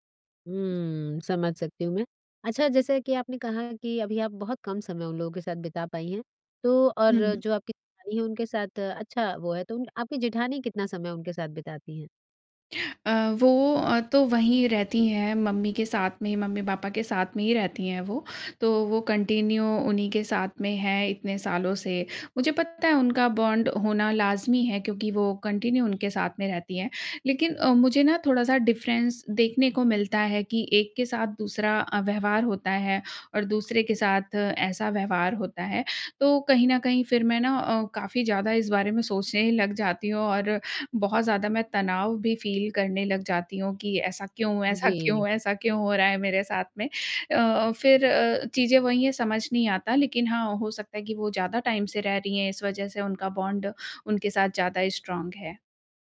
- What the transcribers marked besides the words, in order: in English: "कंटिन्यू"; in English: "बॉन्ड"; in English: "कंटिन्यू"; in English: "डिफ़रेंस"; in English: "फ़ील"; laughing while speaking: "ऐसा क्यों"; in English: "टाइम"; in English: "बॉन्ड"; in English: "स्ट्रॉन्ग"
- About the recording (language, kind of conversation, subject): Hindi, advice, शादी के बाद ससुराल में स्वीकार किए जाने और अस्वीकार होने के संघर्ष से कैसे निपटें?